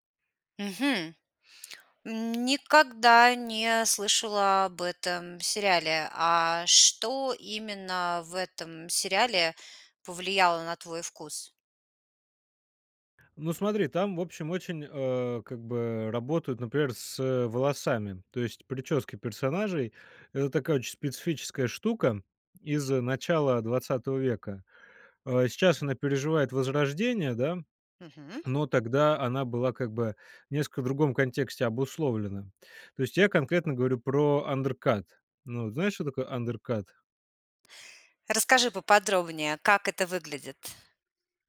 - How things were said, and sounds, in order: in English: "undercut"; in English: "undercut?"
- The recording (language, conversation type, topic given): Russian, podcast, Какой фильм или сериал изменил твоё чувство стиля?